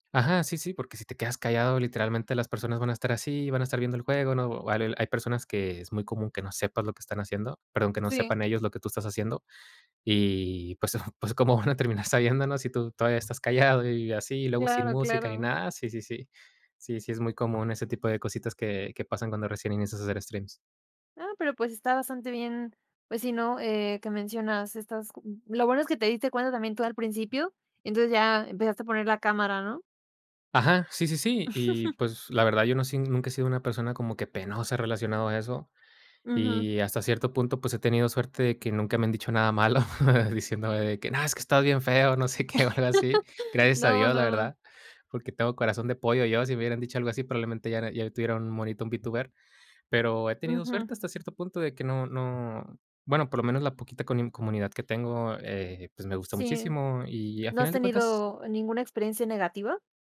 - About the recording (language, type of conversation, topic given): Spanish, podcast, ¿Qué consejo le darías a alguien que quiere tomarse en serio su pasatiempo?
- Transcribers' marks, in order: laughing while speaking: "¿có cómo van a terminar"; laugh; laughing while speaking: "malo"; chuckle; laugh